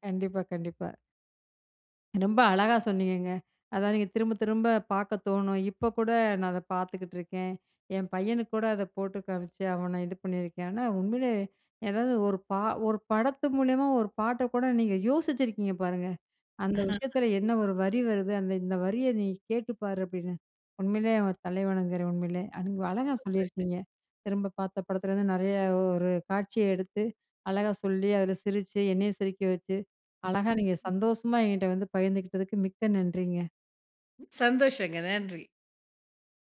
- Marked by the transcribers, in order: chuckle; unintelligible speech; other noise
- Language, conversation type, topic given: Tamil, podcast, நீங்கள் மீண்டும் மீண்டும் பார்க்கும் பழைய படம் எது, அதை மீண்டும் பார்க்க வைக்கும் காரணம் என்ன?